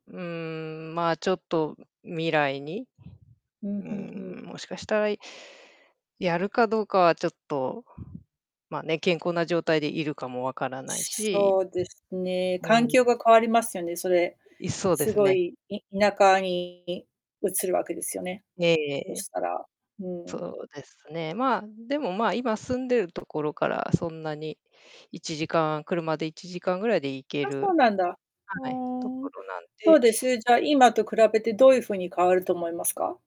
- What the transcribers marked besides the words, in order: other background noise; distorted speech
- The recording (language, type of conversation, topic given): Japanese, unstructured, 10年後、あなたはどんな暮らしをしていると思いますか？